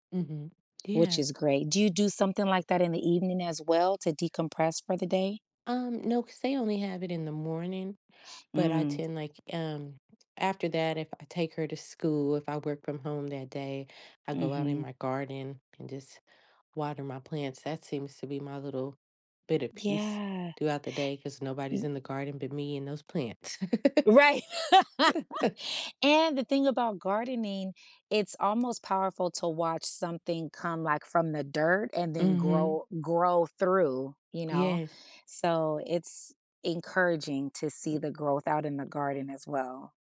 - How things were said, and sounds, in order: laugh; chuckle; other background noise
- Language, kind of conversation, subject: English, advice, How can I reduce stress while balancing parenting, work, and my relationship?
- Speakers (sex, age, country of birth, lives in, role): female, 40-44, United States, United States, user; female, 45-49, United States, United States, advisor